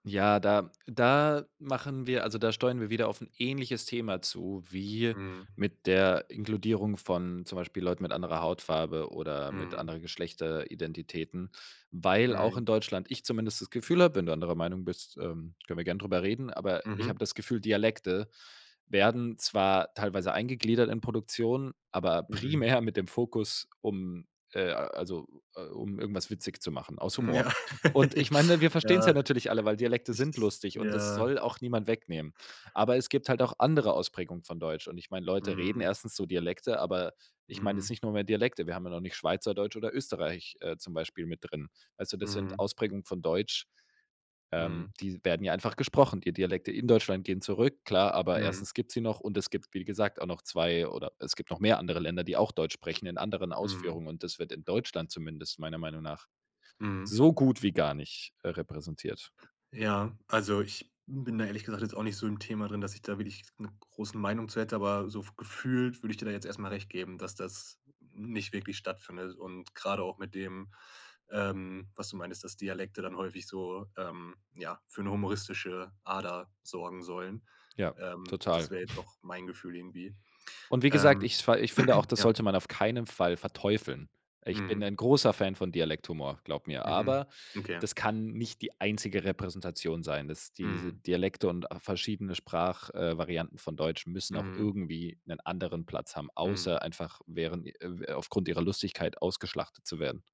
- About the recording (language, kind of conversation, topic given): German, podcast, Was bedeutet für dich gute Repräsentation in den Medien?
- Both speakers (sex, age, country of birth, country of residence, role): male, 25-29, Germany, Germany, guest; male, 25-29, Germany, Germany, host
- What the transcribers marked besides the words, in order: stressed: "sind"; laughing while speaking: "Ja"; laugh; other background noise; stressed: "Deutschland"; stressed: "so"; chuckle; throat clearing; stressed: "großer"